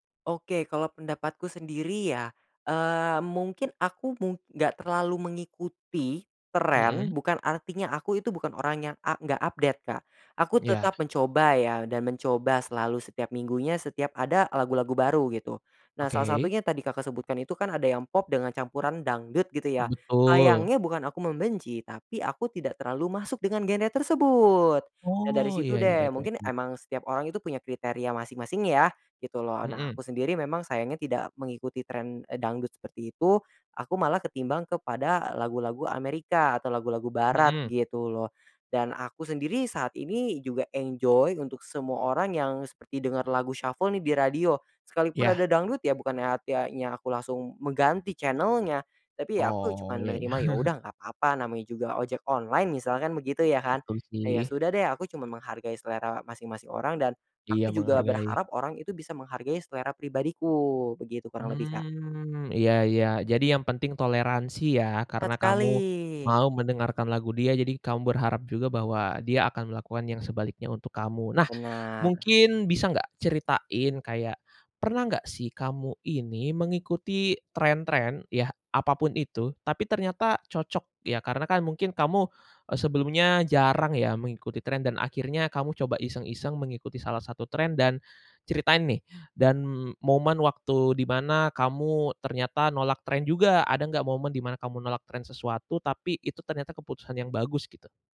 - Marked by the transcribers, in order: in English: "update"; in English: "enjoy"; in English: "shuffle"; chuckle; tapping
- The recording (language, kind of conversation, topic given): Indonesian, podcast, Bagaimana kamu menyeimbangkan tren dengan selera pribadi?